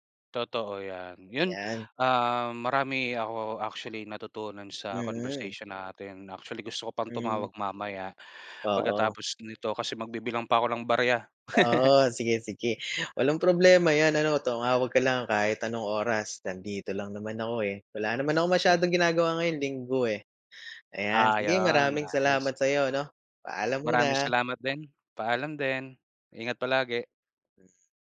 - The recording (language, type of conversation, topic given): Filipino, unstructured, Ano ang pakiramdam mo kapag nakakatipid ka ng pera?
- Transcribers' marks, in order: laugh